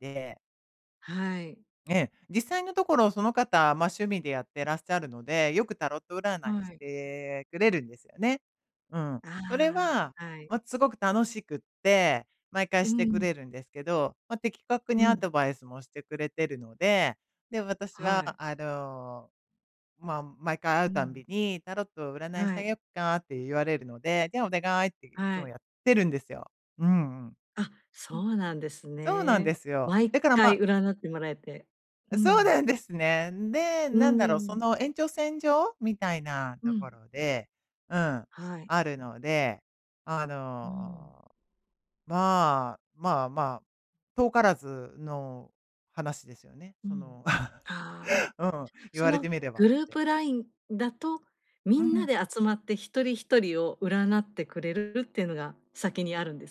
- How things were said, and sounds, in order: other background noise; chuckle
- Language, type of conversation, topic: Japanese, advice, グループのノリに馴染めないときはどうすればいいですか？